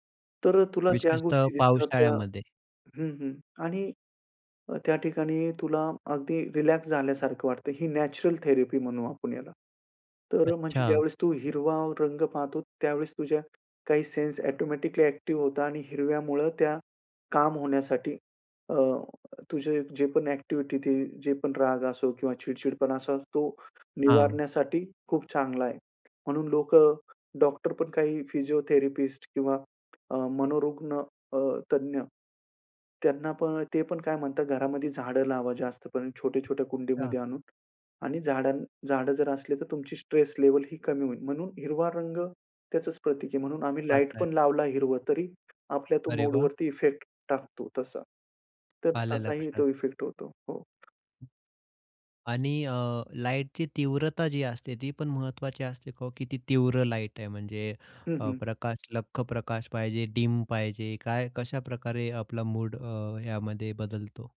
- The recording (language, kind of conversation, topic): Marathi, podcast, प्रकाशाचा उपयोग करून मनाचा मूड कसा बदलता येईल?
- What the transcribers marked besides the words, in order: other background noise; in English: "थेरपी"; other noise; in English: "डीम"